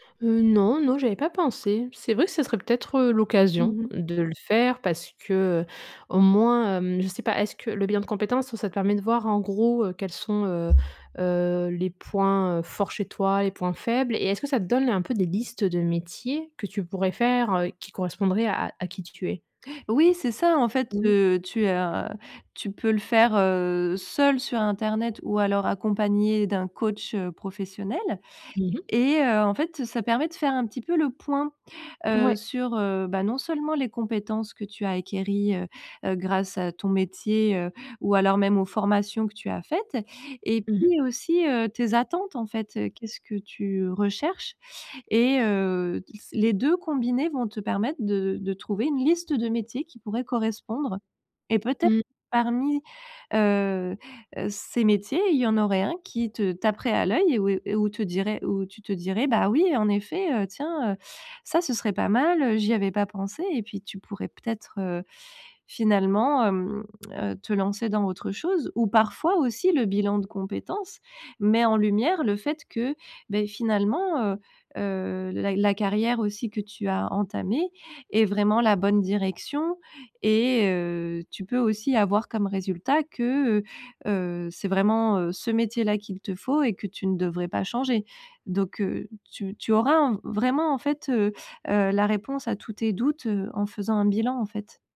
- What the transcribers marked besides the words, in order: other background noise
- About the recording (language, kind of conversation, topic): French, advice, Pourquoi est-ce que je doute de ma capacité à poursuivre ma carrière ?